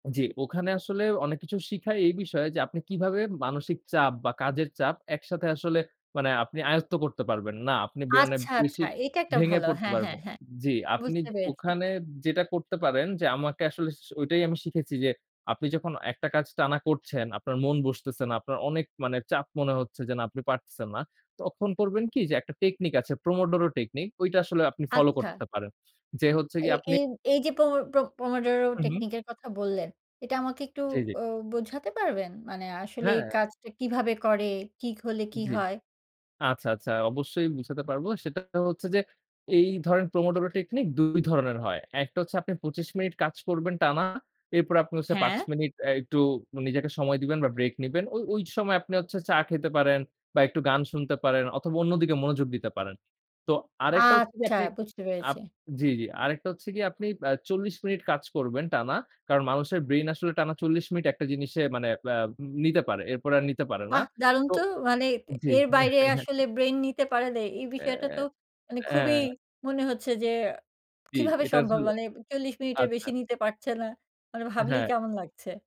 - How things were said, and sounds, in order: chuckle; other background noise
- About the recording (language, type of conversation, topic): Bengali, podcast, কাজের সময় মানসিক চাপ কীভাবে সামলান?